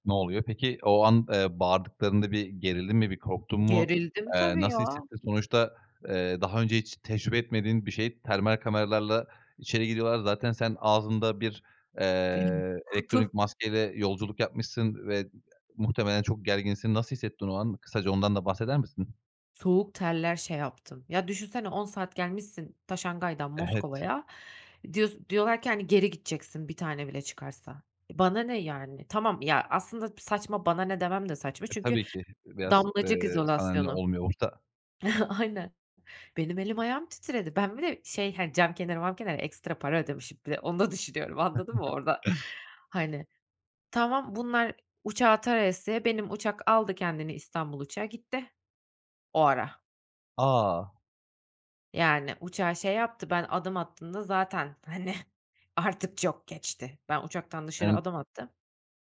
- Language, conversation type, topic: Turkish, podcast, Uçağı kaçırdığın bir anın var mı?
- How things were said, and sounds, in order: other noise; chuckle; chuckle; unintelligible speech